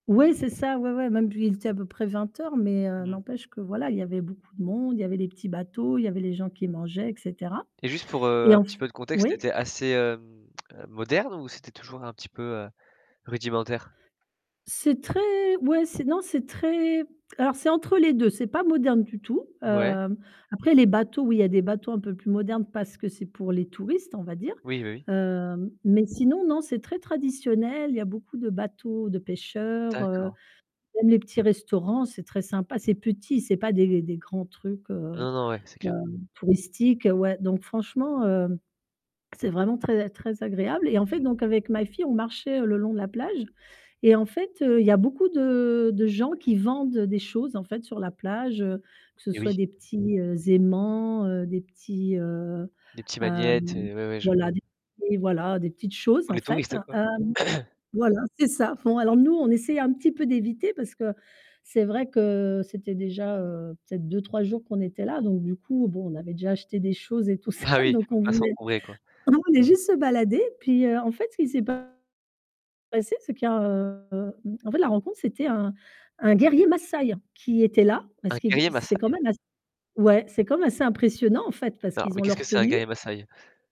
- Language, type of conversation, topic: French, podcast, Quelle rencontre en vadrouille t’a le plus marqué ?
- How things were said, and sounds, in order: static; tsk; tapping; distorted speech; other background noise; stressed: "vendent"; throat clearing; laughing while speaking: "tout ça"